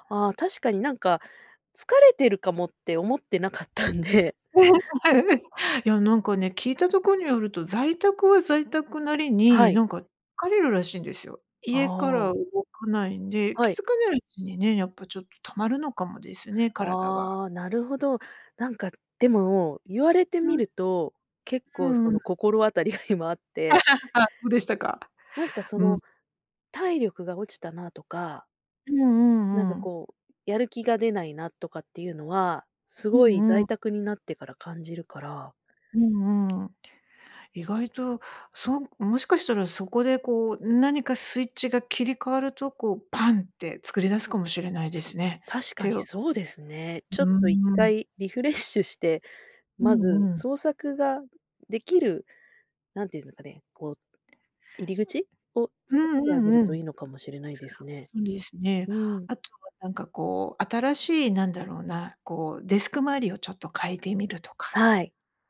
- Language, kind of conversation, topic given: Japanese, advice, 創作を習慣にしたいのに毎日続かないのはどうすれば解決できますか？
- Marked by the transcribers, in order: laughing while speaking: "なかったんで"; laugh; laugh; tapping